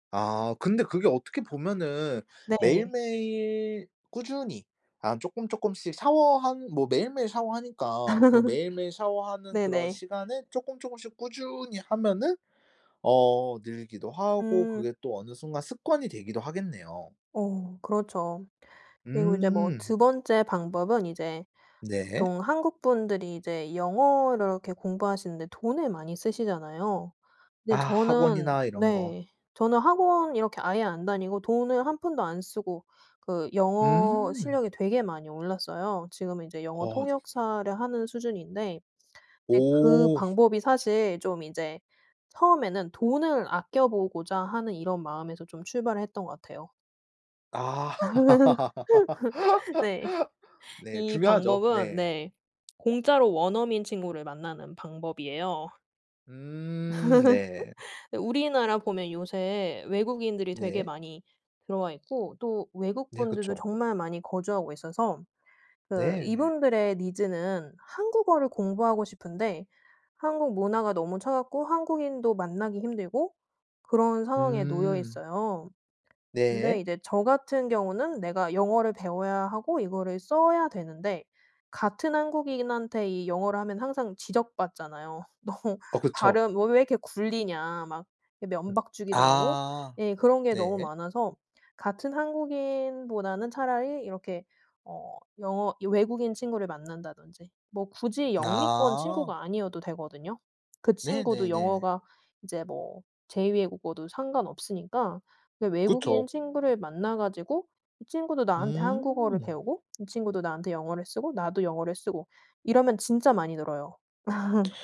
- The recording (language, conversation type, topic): Korean, podcast, 짧게라도 매일 배우는 습관은 어떻게 만들었나요?
- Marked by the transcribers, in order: laugh; tapping; other background noise; laugh; laugh; in English: "needs는"; laughing while speaking: "너"; laugh